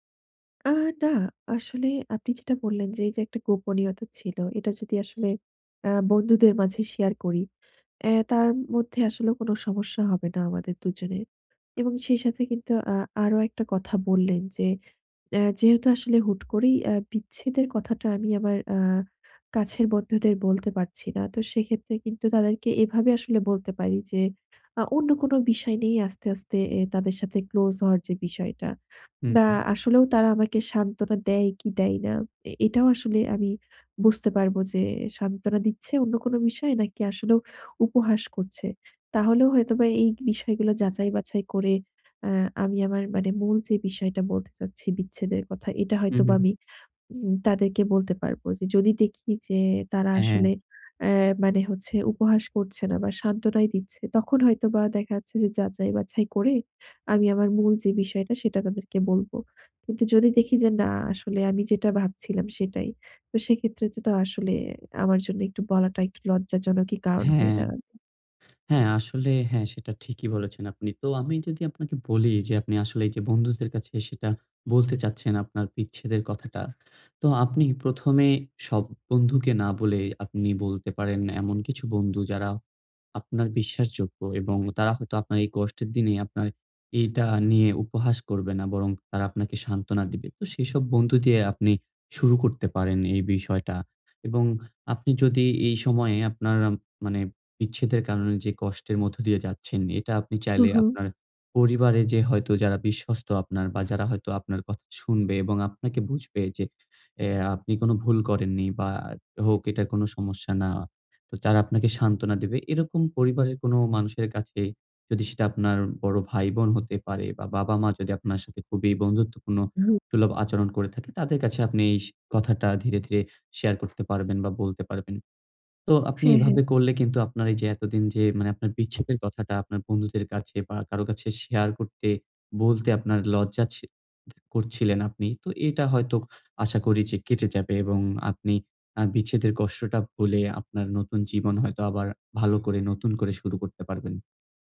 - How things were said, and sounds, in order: in English: "share"; in English: "close"; in English: "share"; in English: "share"
- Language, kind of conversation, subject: Bengali, advice, বন্ধুদের কাছে বিচ্ছেদের কথা ব্যাখ্যা করতে লজ্জা লাগলে কীভাবে বলবেন?